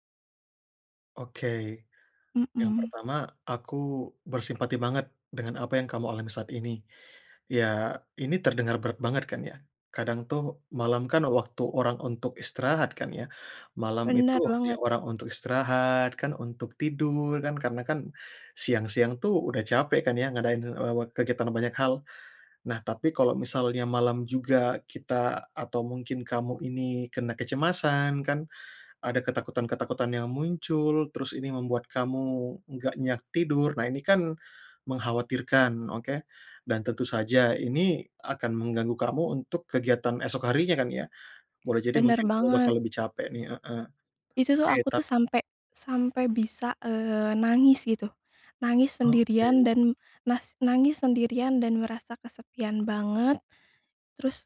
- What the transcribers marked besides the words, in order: none
- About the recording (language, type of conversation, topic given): Indonesian, advice, Bagaimana cara mengatasi sulit tidur karena pikiran stres dan cemas setiap malam?